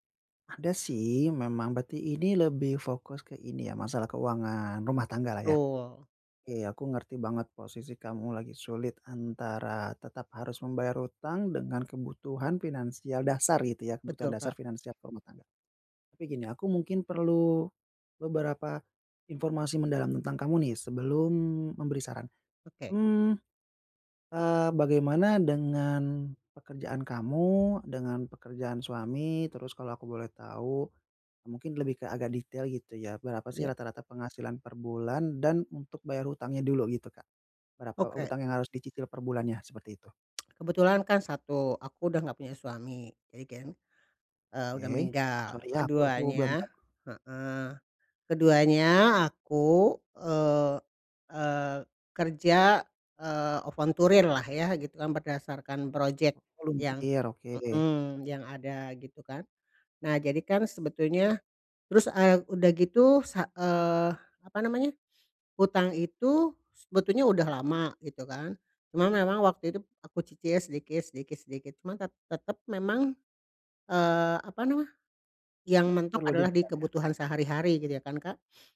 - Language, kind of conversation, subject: Indonesian, advice, Bagaimana cara menyeimbangkan pembayaran utang dengan kebutuhan sehari-hari setiap bulan?
- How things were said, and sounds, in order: tsk; in English: "oventurir"; "volunteer" said as "oventurir"; other background noise; in English: "Volunteer"